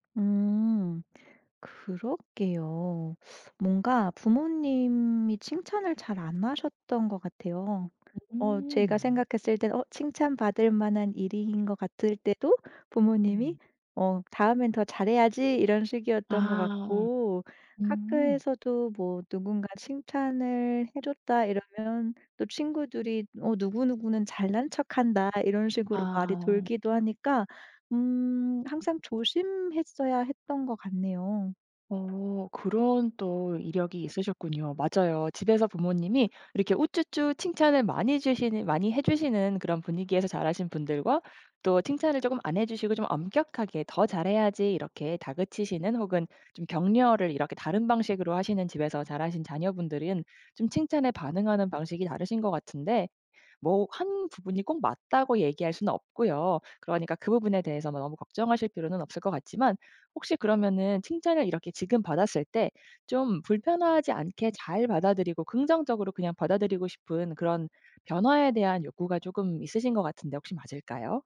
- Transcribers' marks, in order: tapping; other background noise
- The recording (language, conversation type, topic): Korean, advice, 칭찬을 받으면 왜 믿기 어렵고 불편하게 느껴지나요?